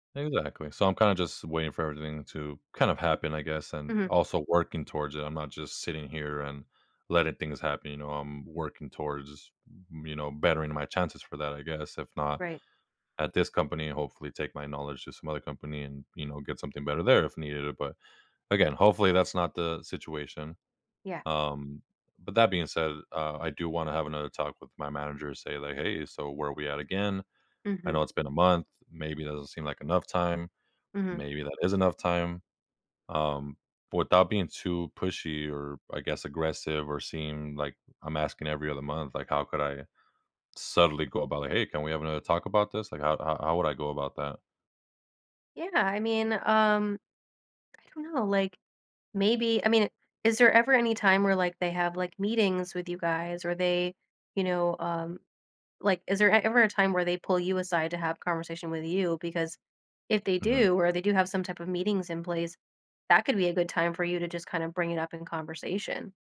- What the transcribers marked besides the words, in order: other background noise
- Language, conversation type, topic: English, advice, How can I position myself for a promotion at my company?